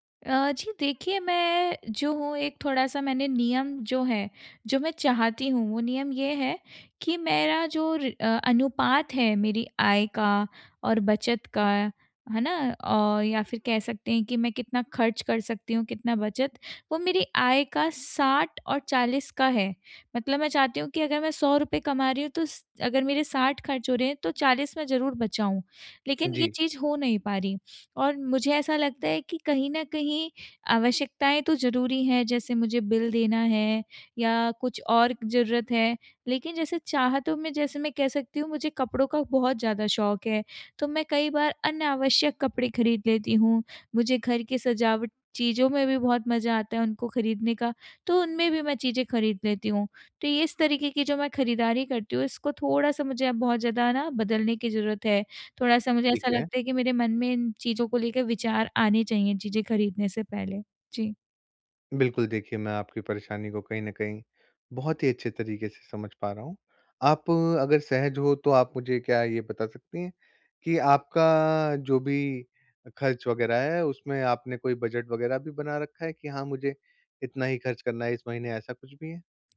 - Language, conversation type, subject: Hindi, advice, आप आवश्यकताओं और चाहतों के बीच संतुलन बनाकर सोच-समझकर खर्च कैसे कर सकते हैं?
- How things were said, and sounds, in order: none